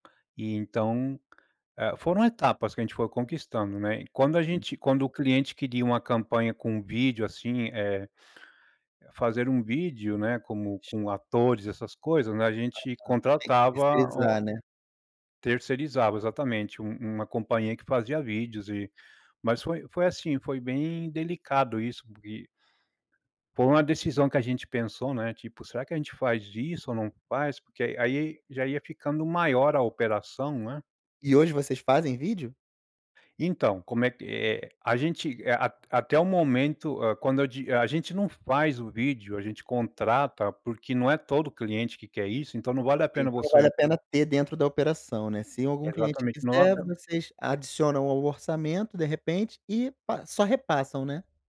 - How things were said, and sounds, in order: other noise
- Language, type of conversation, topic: Portuguese, podcast, Você pode nos contar uma experiência em que precisou se adaptar a uma nova tecnologia?